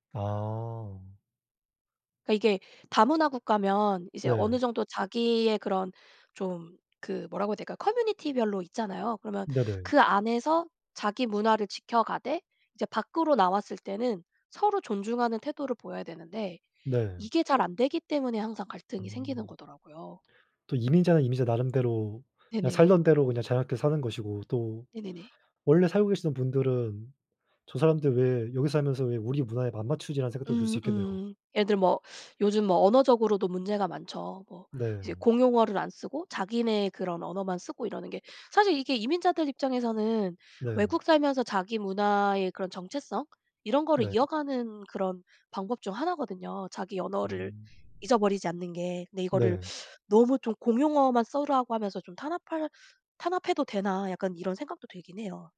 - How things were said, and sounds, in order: other background noise; teeth sucking
- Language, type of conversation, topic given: Korean, unstructured, 다양한 문화가 공존하는 사회에서 가장 큰 도전은 무엇일까요?